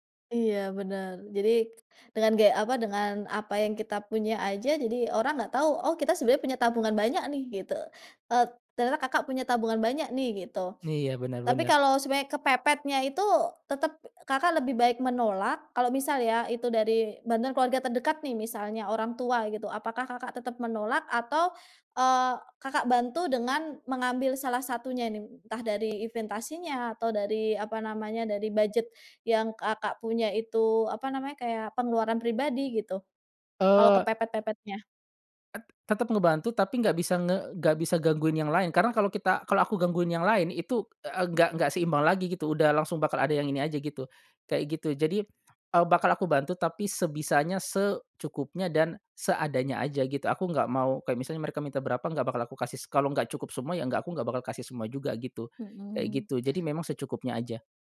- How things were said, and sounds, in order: other background noise; tapping; "investasinya" said as "inventasinya"
- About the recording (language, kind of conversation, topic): Indonesian, podcast, Bagaimana kamu menyeimbangkan uang dan kebahagiaan?